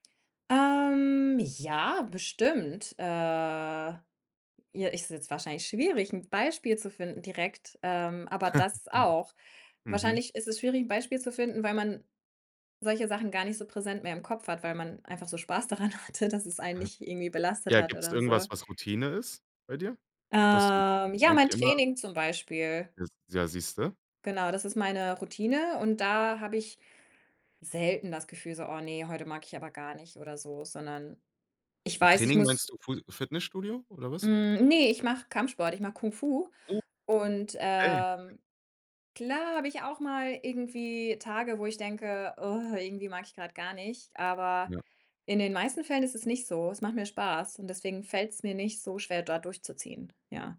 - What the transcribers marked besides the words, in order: drawn out: "Ähm"; drawn out: "Äh"; chuckle; laughing while speaking: "daran hatte"; drawn out: "Ähm"; other noise
- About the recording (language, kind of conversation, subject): German, podcast, Welche Strategie hilft dir am besten gegen das Aufschieben?